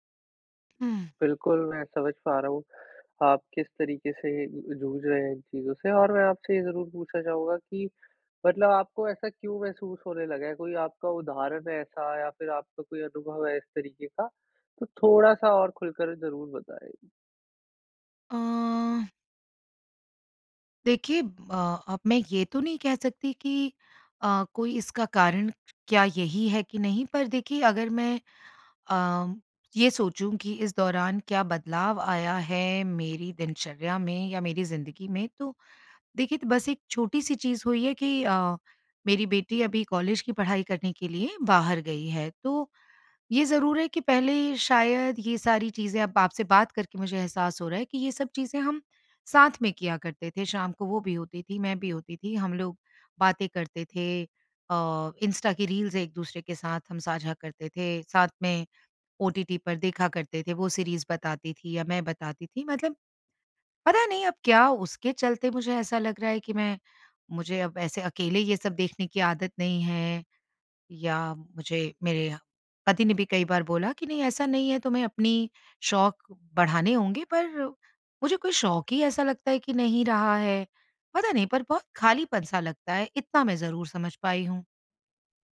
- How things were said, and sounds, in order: none
- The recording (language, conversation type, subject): Hindi, advice, रोज़मर्रा की दिनचर्या में मायने और आनंद की कमी